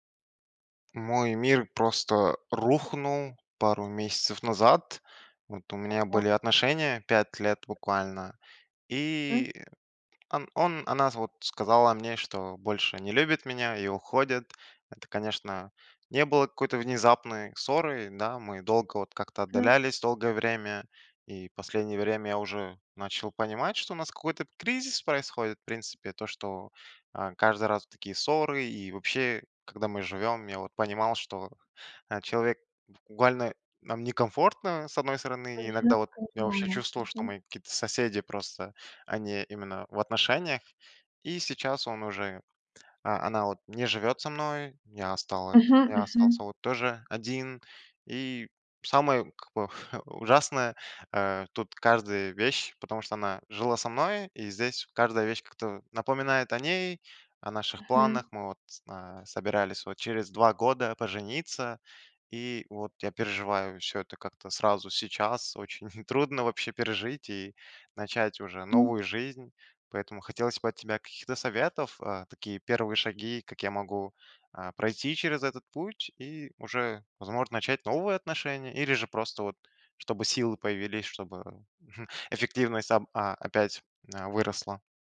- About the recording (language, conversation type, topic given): Russian, advice, Как пережить расставание после долгих отношений или развод?
- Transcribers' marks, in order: other background noise; tapping; other noise; chuckle; chuckle; chuckle